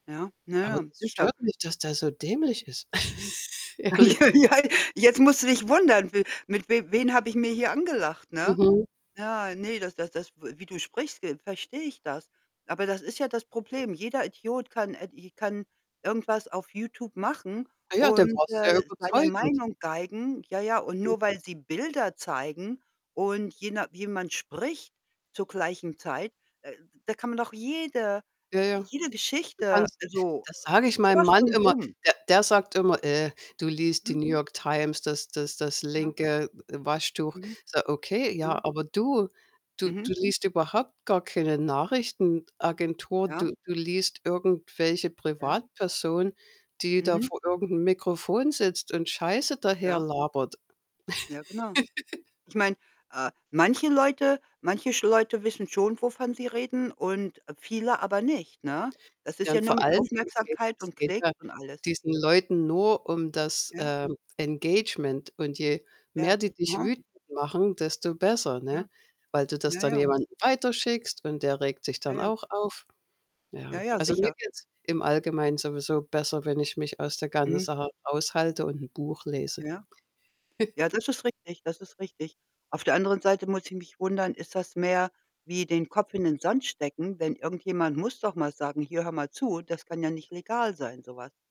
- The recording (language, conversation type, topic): German, unstructured, Wie beeinflussen soziale Medien unsere Meinung zu aktuellen Themen?
- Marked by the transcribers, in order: static; laugh; laughing while speaking: "Ja"; laugh; other background noise; laughing while speaking: "Ehrlich"; unintelligible speech; distorted speech; laugh; in English: "Engagement"; chuckle